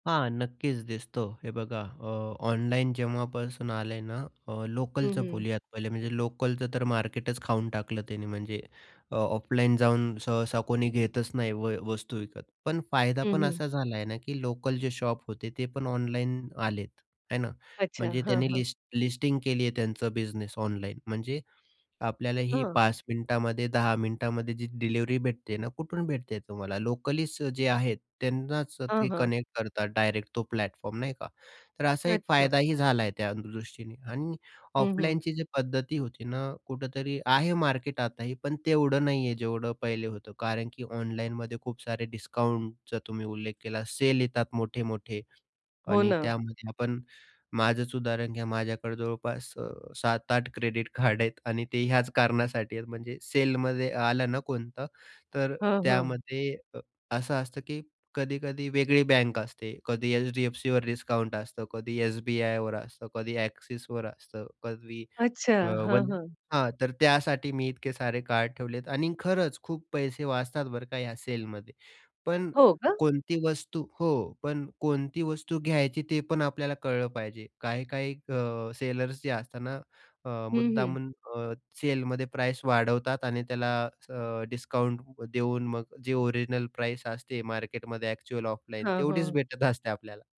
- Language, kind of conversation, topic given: Marathi, podcast, ऑनलाइन खरेदी करताना तुम्हाला कोणत्या सोयी वाटतात आणि कोणते त्रास होतात?
- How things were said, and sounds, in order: in English: "शॉप"; in English: "लिस्टिंग"; in English: "कनेक्ट"; in English: "प्लॅटफॉर्म"; tapping